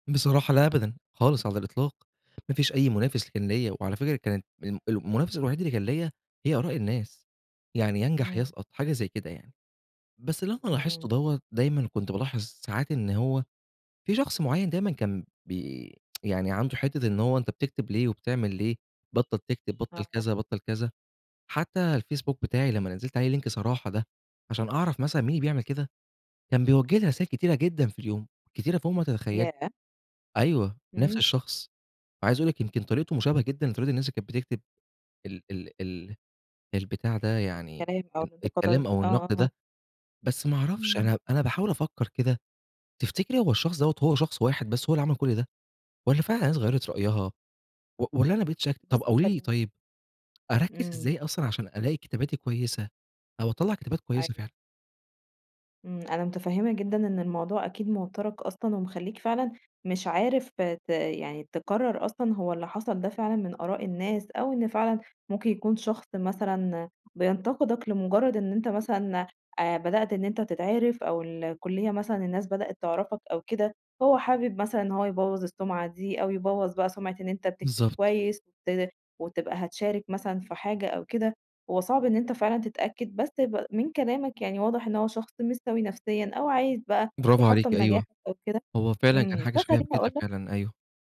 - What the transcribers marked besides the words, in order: tsk; in English: "Link"; tapping; unintelligible speech
- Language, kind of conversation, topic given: Arabic, advice, إزاي خوفك من النقد بيمنعك إنك تعرض شغلك؟